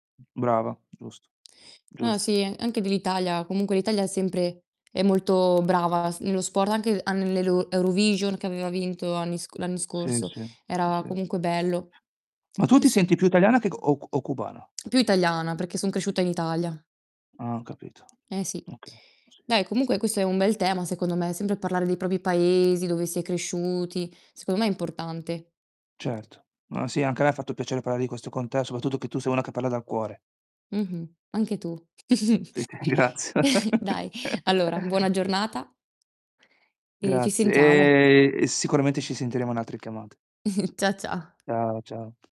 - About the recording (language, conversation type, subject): Italian, unstructured, Che cosa ti rende orgoglioso del tuo paese?
- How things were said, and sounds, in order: other noise; distorted speech; tapping; "propri" said as "propi"; chuckle; laughing while speaking: "graz"; chuckle; chuckle